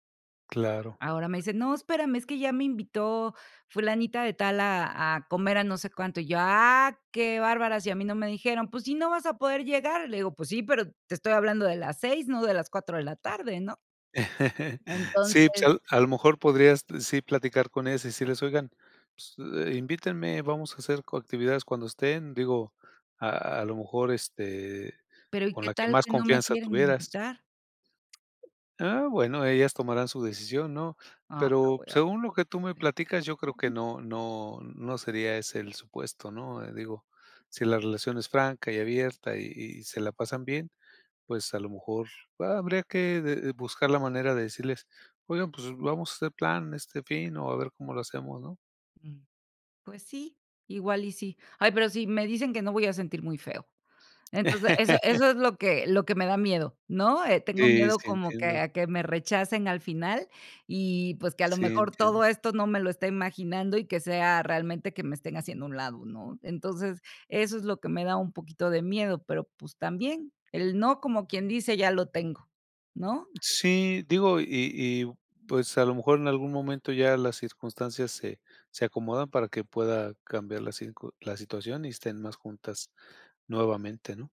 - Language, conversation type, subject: Spanish, advice, ¿Cómo puedo manejar los celos por la nueva pareja o amistad de un amigo?
- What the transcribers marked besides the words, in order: laugh; unintelligible speech; laugh